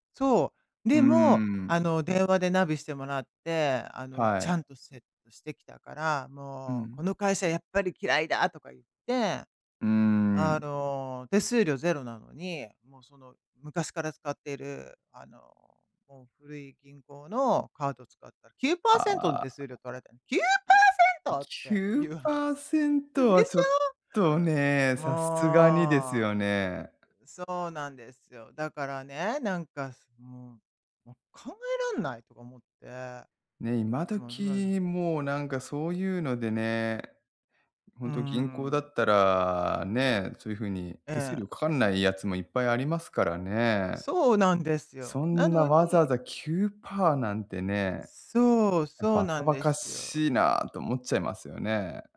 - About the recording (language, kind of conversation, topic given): Japanese, advice, どうすればお金の価値観の違いを上手に話し合えますか？
- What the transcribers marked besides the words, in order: surprised: "きゅうパーセント？！"